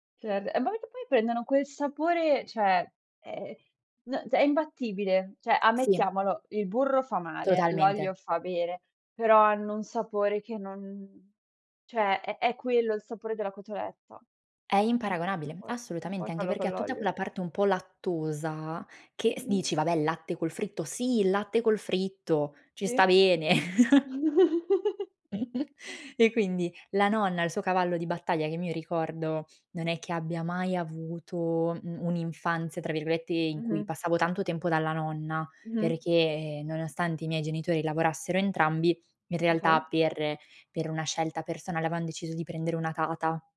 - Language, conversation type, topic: Italian, podcast, Come si tramandano le ricette nella tua famiglia?
- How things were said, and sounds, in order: "cioè" said as "ceh"; "cioè" said as "ceh"; "cioè" said as "ceh"; tapping; other noise; chuckle; other background noise